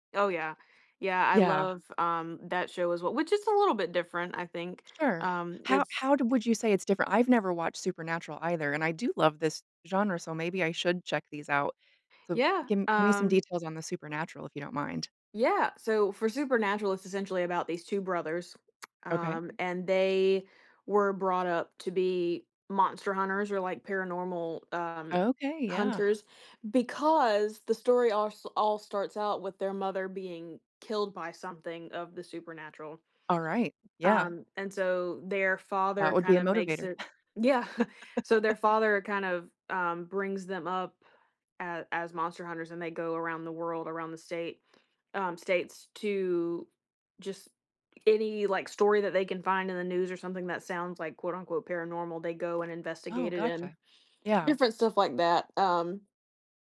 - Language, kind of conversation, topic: English, podcast, How do certain TV shows leave a lasting impact on us and shape our interests?
- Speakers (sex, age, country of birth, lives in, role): female, 20-24, United States, United States, guest; female, 45-49, United States, United States, host
- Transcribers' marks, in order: stressed: "because"; chuckle; laugh; other background noise